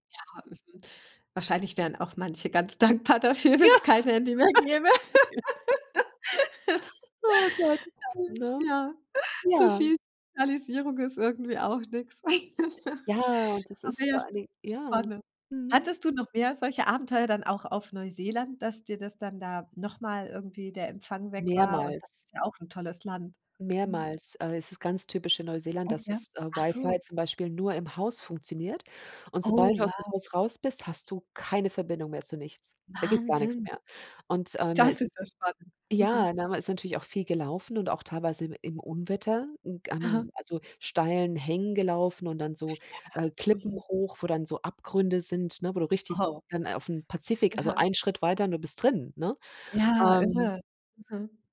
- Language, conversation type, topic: German, podcast, Was war dein größtes Abenteuer ohne Handyempfang?
- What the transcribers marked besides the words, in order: laughing while speaking: "dankbar dafür, wenn es kein Handy mehr gäbe"; laughing while speaking: "Ja, ja"; laugh; laugh; laughing while speaking: "Oh Gott"; laugh; other background noise; laugh; unintelligible speech; stressed: "Wahnsinn!"; unintelligible speech